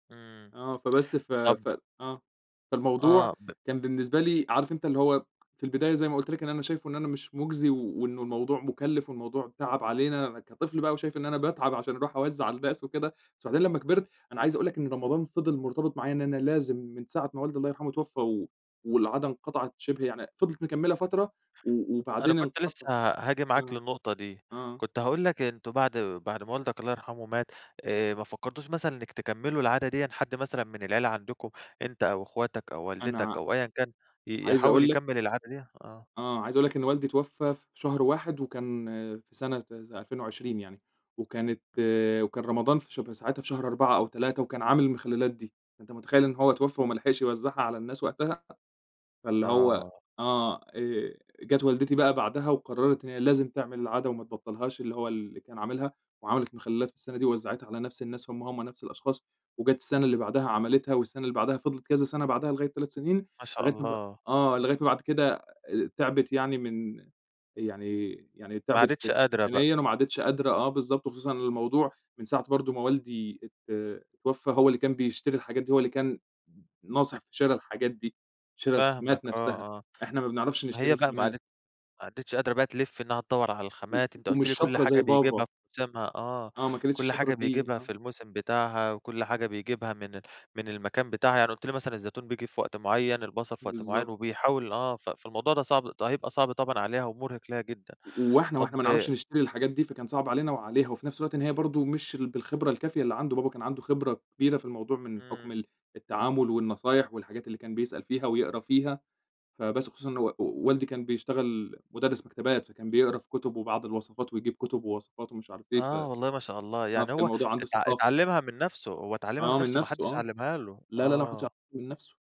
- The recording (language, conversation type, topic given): Arabic, podcast, إيه هي العادة العائلية اللي مستحيل تتخلى عنها أبداً؟
- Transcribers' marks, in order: tapping